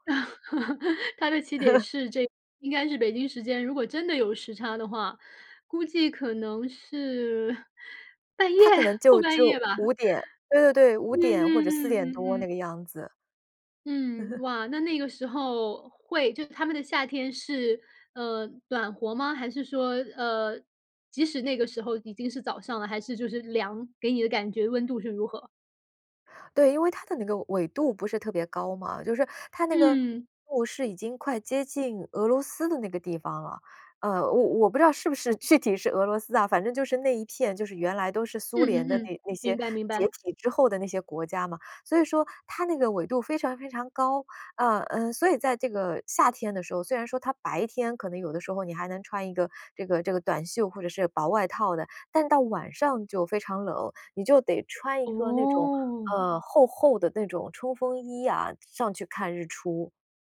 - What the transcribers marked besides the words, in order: laugh; laughing while speaking: "半夜？后半夜吧"; other background noise; laughing while speaking: "具体是俄罗斯啊"; drawn out: "哦"
- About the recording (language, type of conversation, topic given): Chinese, podcast, 你会如何形容站在山顶看日出时的感受？